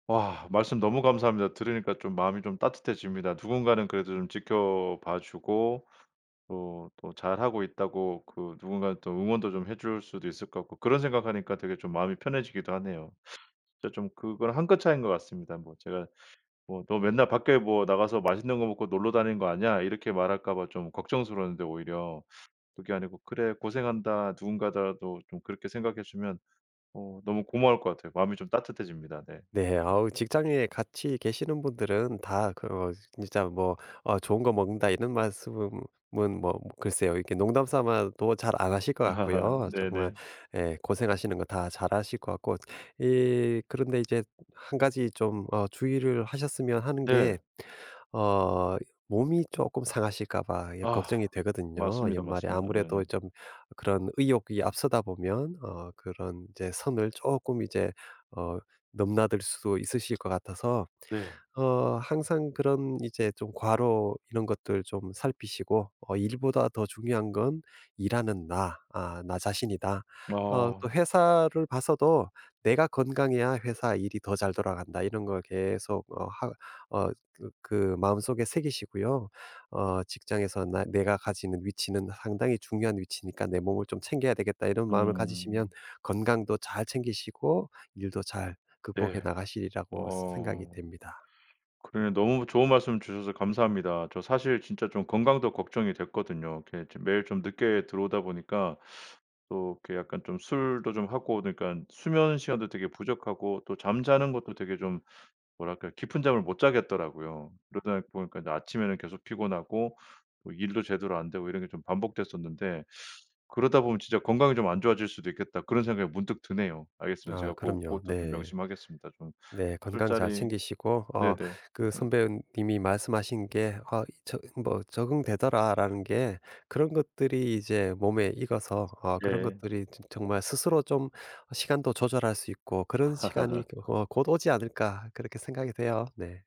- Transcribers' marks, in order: tapping; teeth sucking; laugh; other background noise; teeth sucking; teeth sucking; laugh; laugh
- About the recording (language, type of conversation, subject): Korean, advice, 직장에서 과중한 업무로 계속 지치고 불안한 상태를 어떻게 해결하면 좋을까요?